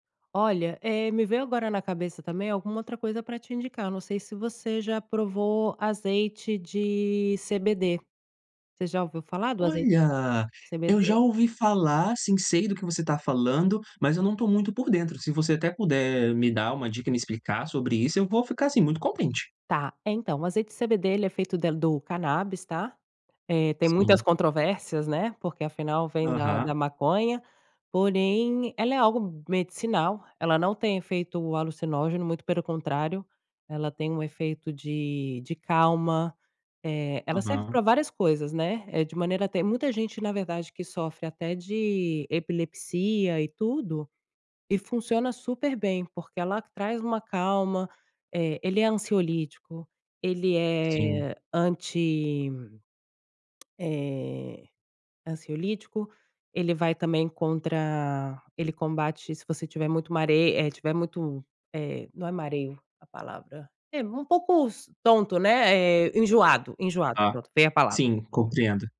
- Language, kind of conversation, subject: Portuguese, advice, Como posso recuperar a calma depois de ficar muito ansioso?
- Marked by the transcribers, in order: tapping